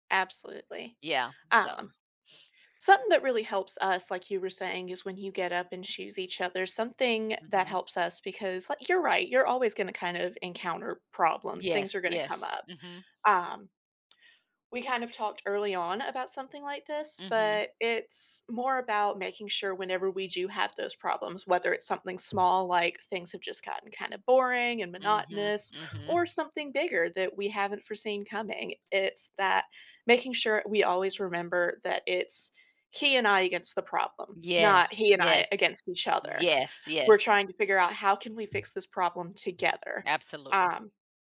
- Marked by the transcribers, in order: sniff; other background noise
- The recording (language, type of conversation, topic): English, unstructured, What helps couples maintain excitement and connection over time?
- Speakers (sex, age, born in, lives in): female, 25-29, United States, United States; female, 45-49, United States, United States